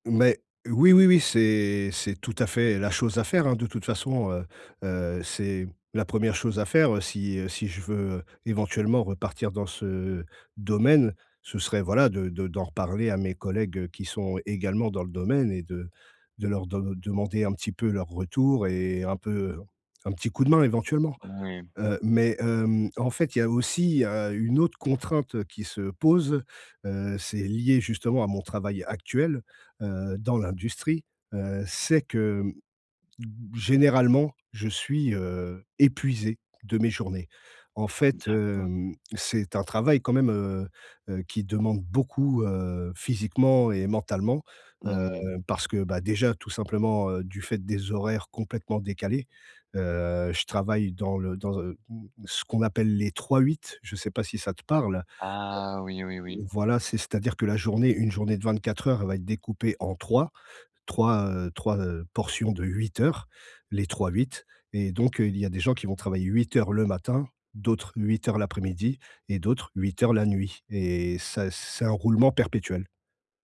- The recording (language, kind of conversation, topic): French, advice, Comment surmonter ma peur de changer de carrière pour donner plus de sens à mon travail ?
- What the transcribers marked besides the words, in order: stressed: "pose"; stressed: "beaucoup"; other noise